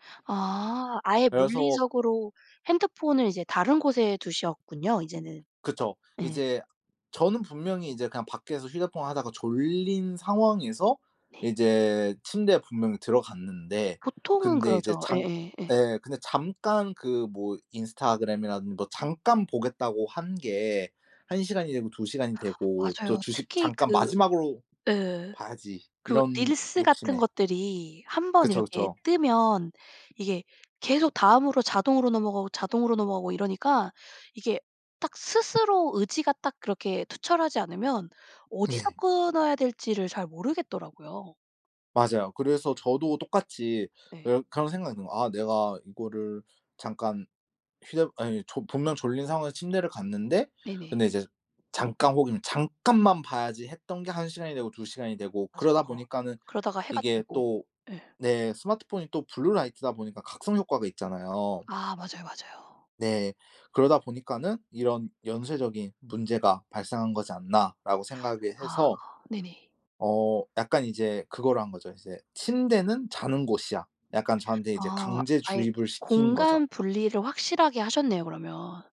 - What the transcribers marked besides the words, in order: other background noise
- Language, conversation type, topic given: Korean, podcast, 한 가지 습관이 삶을 바꾼 적이 있나요?